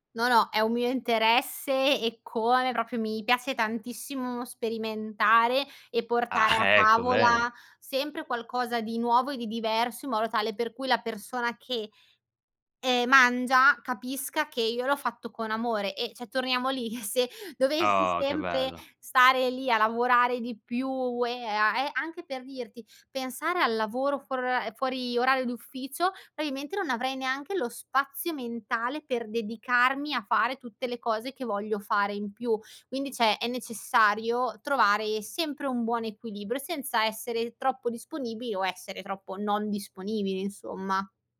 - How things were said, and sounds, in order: "proprio" said as "propio"; "cioè" said as "ceh"; laughing while speaking: "eh, se dovessi sempre"; "bello" said as "belo"; "probabilmente" said as "amimente"; "cioè" said as "ceh"
- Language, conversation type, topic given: Italian, podcast, Cosa significa per te l’equilibrio tra lavoro e vita privata?